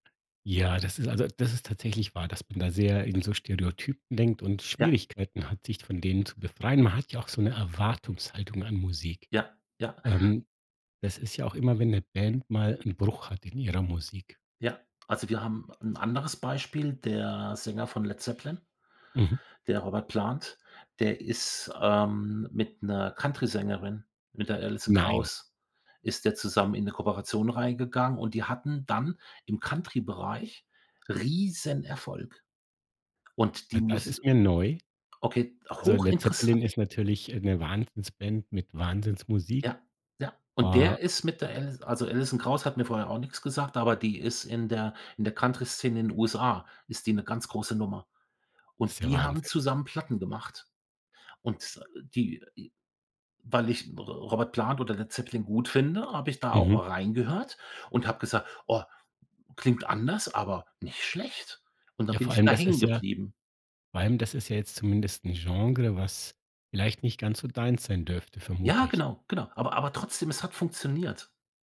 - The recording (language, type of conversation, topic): German, podcast, Was hat dich zuletzt dazu gebracht, neue Musik zu entdecken?
- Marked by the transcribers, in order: stressed: "Riesenerfolg"; other background noise; tapping